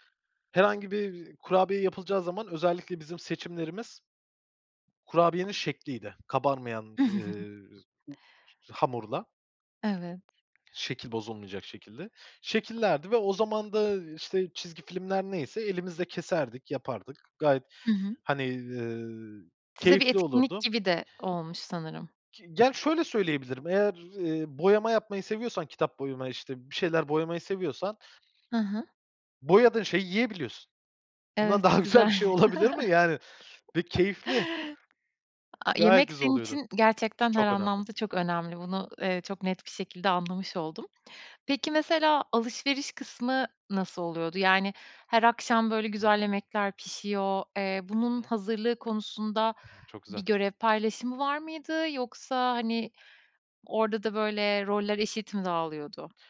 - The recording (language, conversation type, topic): Turkish, podcast, Aile yemekleri kimliğini nasıl etkiledi sence?
- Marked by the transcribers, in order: chuckle; other background noise; tapping; laughing while speaking: "daha güzel"; chuckle